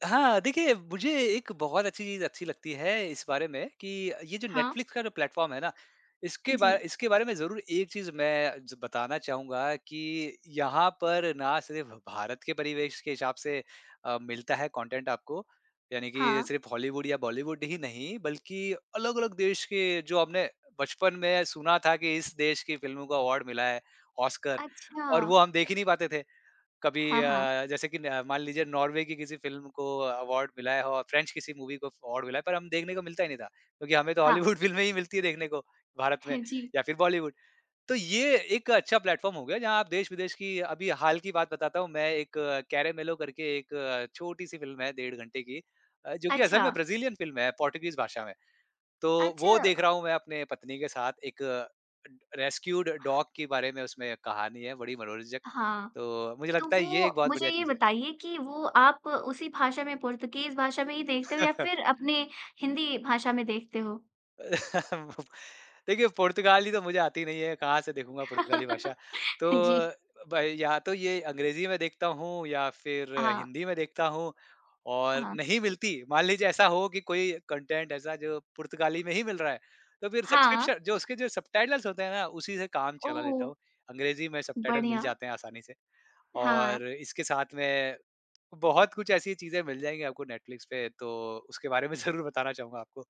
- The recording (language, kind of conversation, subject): Hindi, podcast, ओटीटी पर आप क्या देखना पसंद करते हैं और उसे कैसे चुनते हैं?
- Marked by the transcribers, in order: in English: "प्लेटफ़ॉर्म"; in English: "कॉन्टेंट"; in English: "अवार्ड"; in English: "कॉन्टेंट"; in English: "कॉन्टेंट"; laughing while speaking: "हॉलीवुड फ़िल्में"; in English: "प्लेटफ़ॉर्म"; in English: "ब्राज़ीलियन फ़िल्म"; in English: "पोर्तुगीज़"; in English: "रेस्क्यूड ड डॉग"; in English: "पोर्तुगीज़"; chuckle; chuckle; laugh; in English: "कंटेंट"; in English: "सब्सक्रिप्शन"; tapping; in English: "सबटाइटल्स"; in English: "सबटाइटल"; laughing while speaking: "ज़रूर"